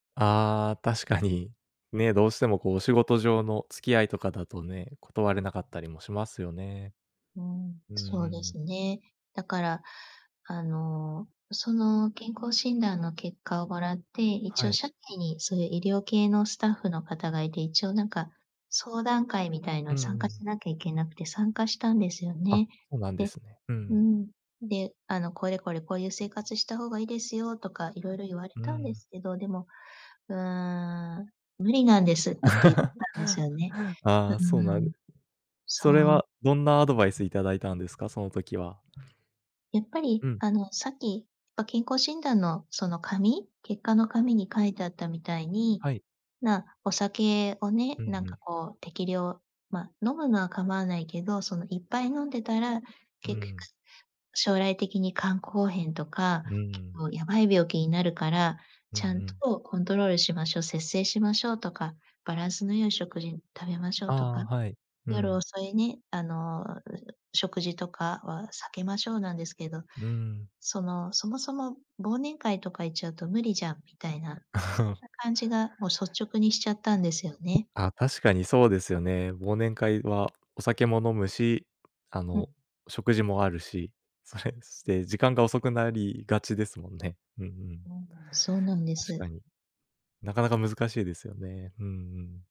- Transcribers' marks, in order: laughing while speaking: "確かに"; other background noise; chuckle; chuckle
- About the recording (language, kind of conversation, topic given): Japanese, advice, 健康診断の結果を受けて生活習慣を変えたいのですが、何から始めればよいですか？